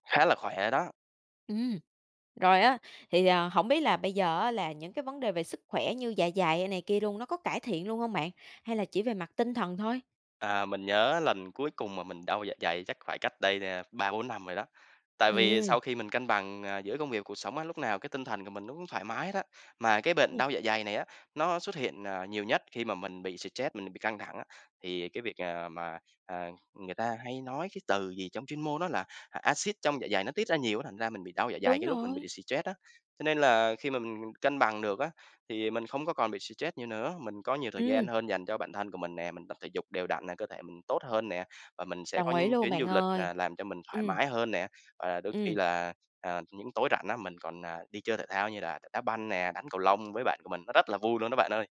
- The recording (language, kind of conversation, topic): Vietnamese, podcast, Làm thế nào để giữ cân bằng giữa công việc và cuộc sống?
- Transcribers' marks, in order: other noise; tapping